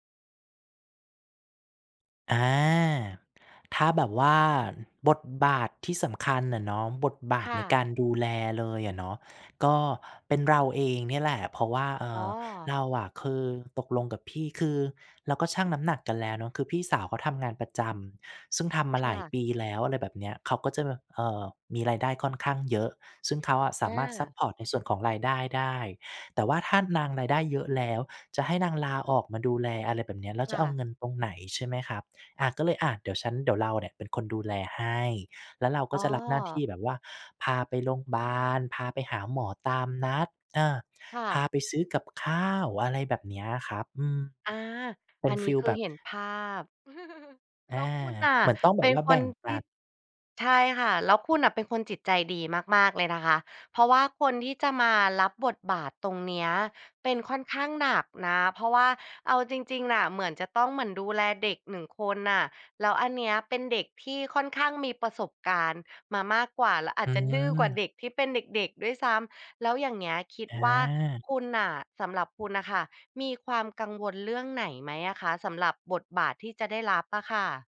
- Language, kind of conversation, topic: Thai, podcast, การดูแลผู้สูงอายุในครอบครัวควรจัดการอย่างไรให้ลงตัว?
- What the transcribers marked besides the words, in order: tapping; other background noise; chuckle